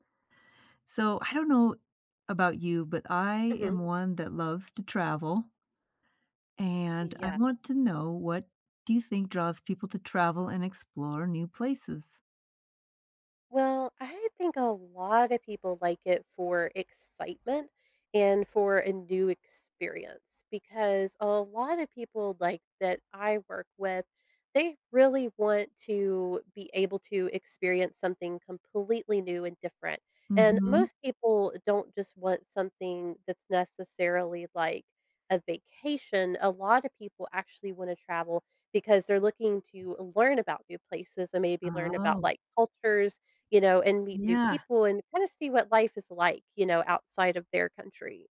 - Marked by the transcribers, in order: other background noise
- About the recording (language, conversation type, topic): English, podcast, How does exploring new places impact the way we see ourselves and the world?